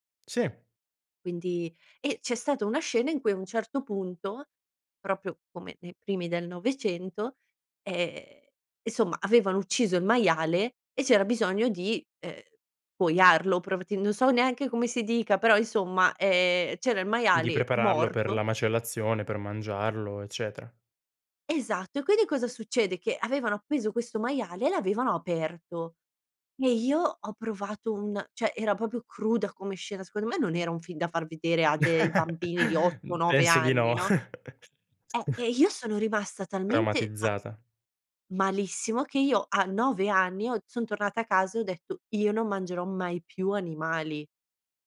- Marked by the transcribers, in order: "proprio" said as "propio"; "insomma" said as "isomma"; "scuoiarlo" said as "cuoiarlo"; "prepararlo" said as "preparallo"; "quindi" said as "quidi"; "cioè" said as "ceh"; chuckle; chuckle
- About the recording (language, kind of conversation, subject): Italian, podcast, Come posso far convivere gusti diversi a tavola senza litigare?
- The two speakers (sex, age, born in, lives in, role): female, 30-34, Italy, Italy, guest; male, 20-24, Italy, Italy, host